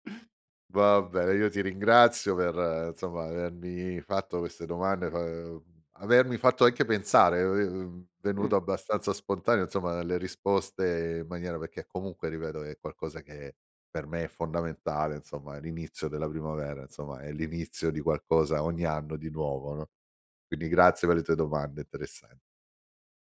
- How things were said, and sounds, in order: none
- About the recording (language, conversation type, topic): Italian, podcast, Cosa ti piace di più dell'arrivo della primavera?